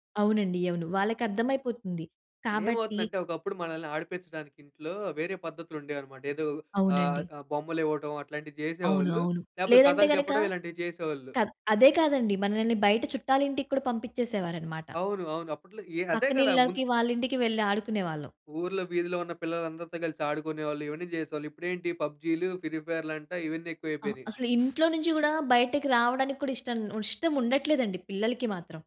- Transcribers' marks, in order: other background noise
- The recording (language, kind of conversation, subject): Telugu, podcast, పిల్లల ఫోన్ వినియోగ సమయాన్ని పర్యవేక్షించాలా వద్దా అనే విషయంలో మీరు ఎలా నిర్ణయం తీసుకుంటారు?